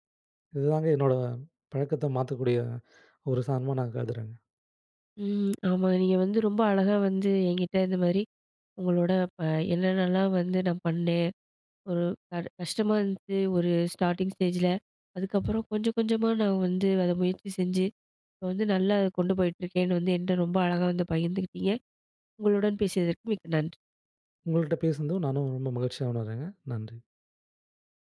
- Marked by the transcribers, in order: inhale; other noise; "இருந்து" said as "இந்து"; in English: "ஸ்டார்ட்டிங் ஸ்டேஜில"
- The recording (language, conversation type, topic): Tamil, podcast, மாறாத பழக்கத்தை மாற்ற ஆசை வந்தா ஆரம்பம் எப்படி?